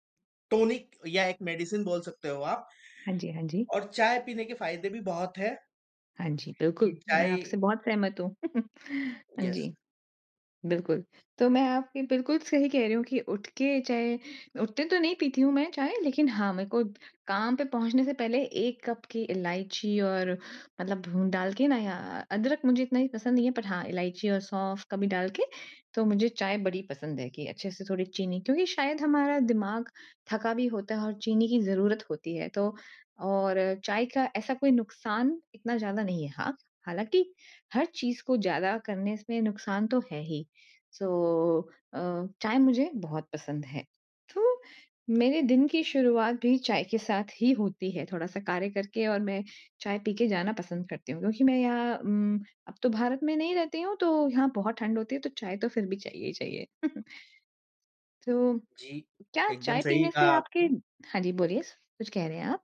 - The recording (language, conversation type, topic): Hindi, unstructured, आप चाय या कॉफी में से क्या पसंद करते हैं, और क्यों?
- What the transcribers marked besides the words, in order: in English: "टॉनिक"; in English: "मेडिसिन"; chuckle; in English: "यस"; in English: "बट"; in English: "सो"; chuckle